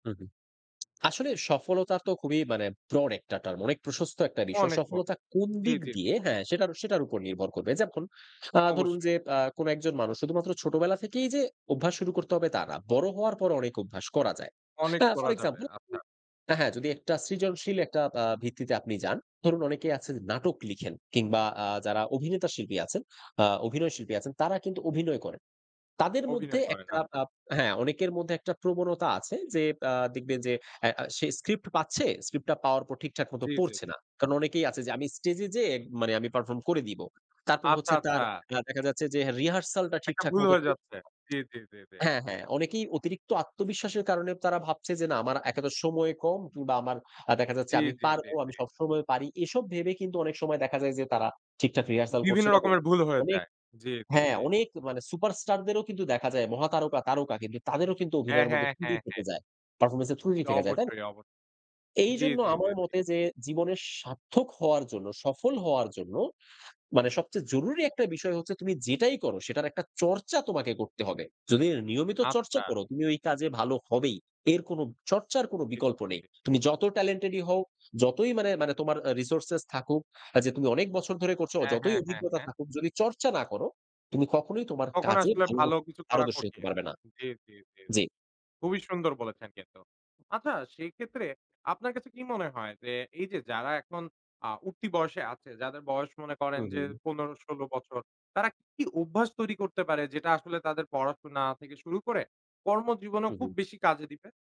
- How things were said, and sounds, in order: tapping
- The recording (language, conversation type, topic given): Bengali, podcast, প্রতিদিনের ছোট ছোট অভ্যাস কি তোমার ভবিষ্যৎ বদলে দিতে পারে বলে তুমি মনে করো?